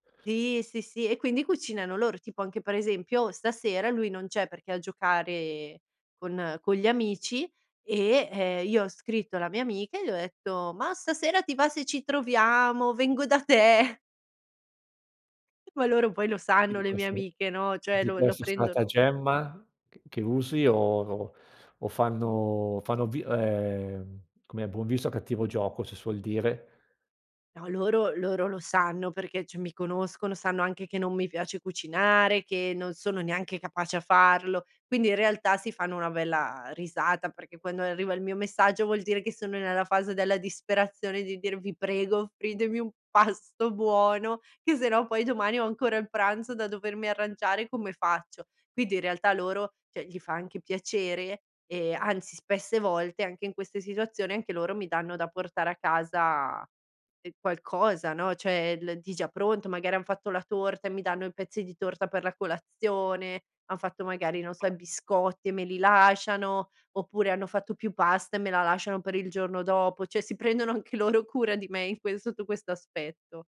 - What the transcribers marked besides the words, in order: drawn out: "giocare"; "detto" said as "etto"; chuckle; "cioè" said as "ceh"; "cioè" said as "ceh"; "cioè" said as "ceh"; other noise; "cioè" said as "ceh"; "cioè" said as "ceh"; laughing while speaking: "anche loro"
- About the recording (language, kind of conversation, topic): Italian, podcast, Come vi organizzate con i pasti durante la settimana?